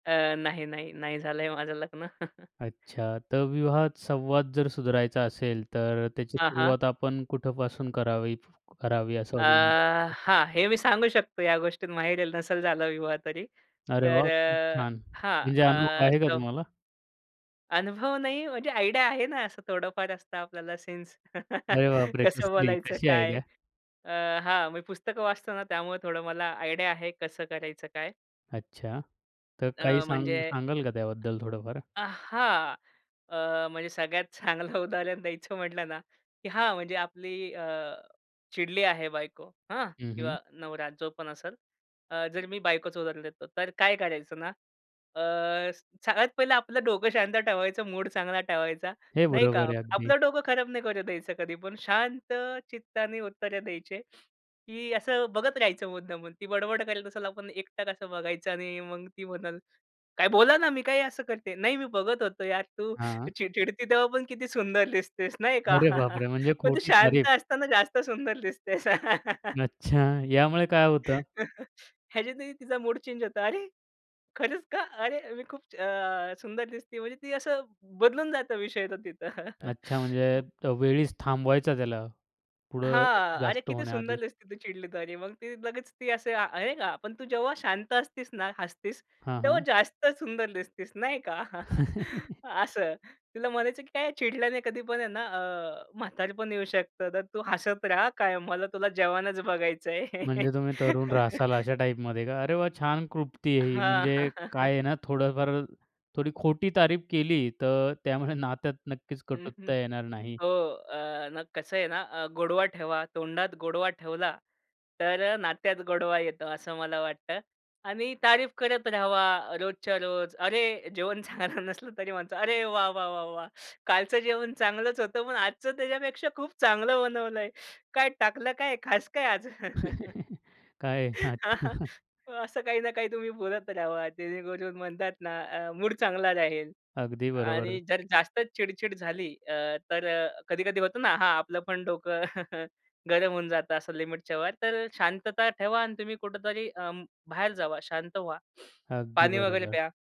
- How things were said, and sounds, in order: chuckle; other noise; other background noise; tapping; unintelligible speech; in English: "आयडिया"; chuckle; laughing while speaking: "कसं बोलायचं काय?"; in English: "आयडिया?"; in English: "आयडिया"; laughing while speaking: "चांगलं उदाहरण द्यायचं म्हटलं ना"; put-on voice: "काय बोला ना, मी काय असं करते?"; laughing while speaking: "नाही, मी बघत होतो यार … जास्त सुंदर दिसतेस"; chuckle; laugh; chuckle; laughing while speaking: "अरे खरंच का? अरे मी … विषय तो तिथं"; chuckle; chuckle; chuckle; chuckle; laughing while speaking: "खोटी तारीफ केली"; laughing while speaking: "चांगलं नसलं तरी"; laughing while speaking: "अरे, वाह, वाह, वाह, वाह! … खास काय आज?"; chuckle; laughing while speaking: "अच्छा"; chuckle
- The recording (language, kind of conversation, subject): Marathi, podcast, विवाहात संवाद सुधारायचा तर कुठपासून सुरुवात करावी?